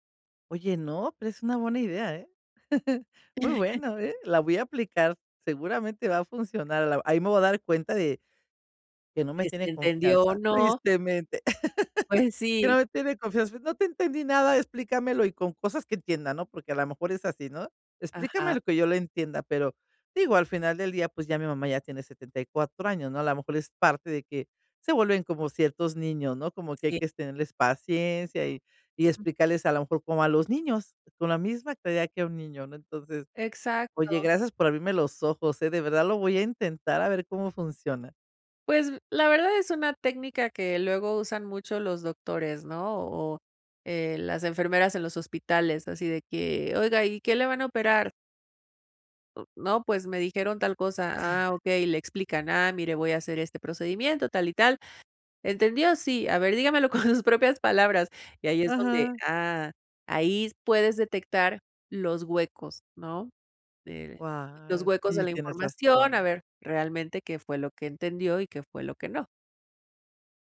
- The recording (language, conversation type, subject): Spanish, advice, ¿Qué puedo hacer para expresar mis ideas con claridad al hablar en público?
- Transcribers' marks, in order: chuckle; laugh; laugh; other noise; laughing while speaking: "con"